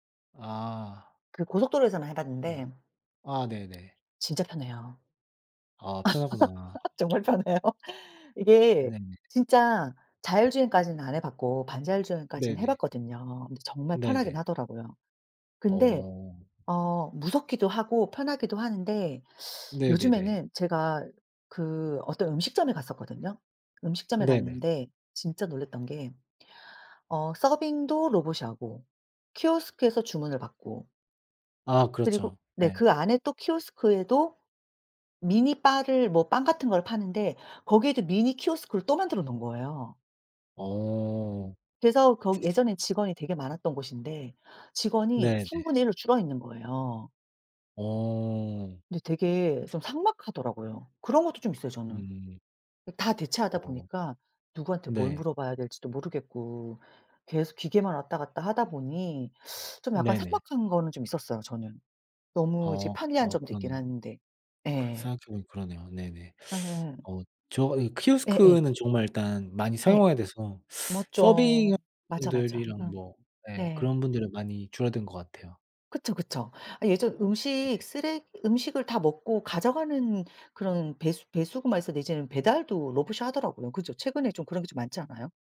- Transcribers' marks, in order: other background noise; laugh; laughing while speaking: "정말 편해요"; tapping
- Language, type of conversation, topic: Korean, unstructured, 로봇이 사람의 일을 대신하는 것에 대해 어떻게 생각하시나요?